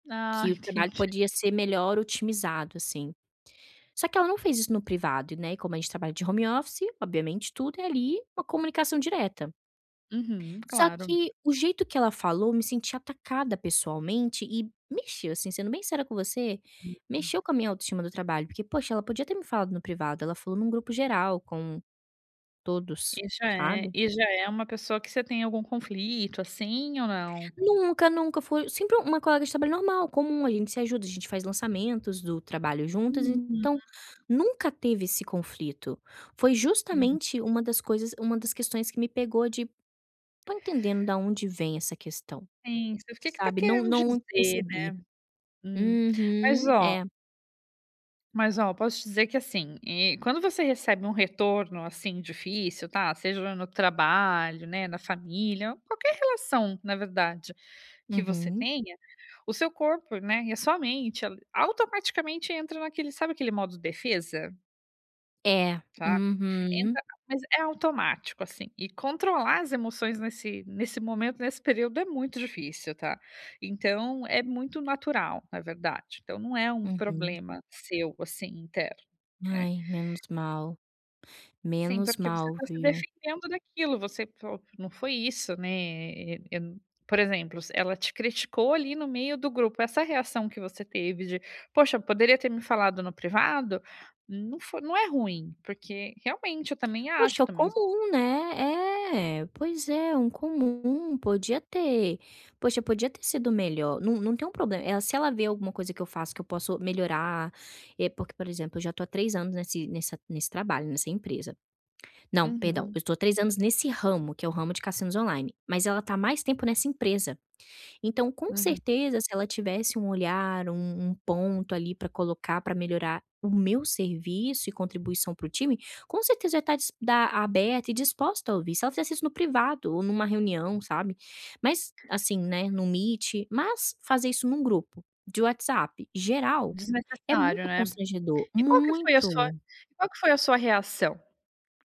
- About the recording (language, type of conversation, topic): Portuguese, advice, Como posso controlar minhas emoções ao receber um retorno difícil?
- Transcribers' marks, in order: laughing while speaking: "entendi"; in English: "home office"; tapping; other background noise; in English: "meet"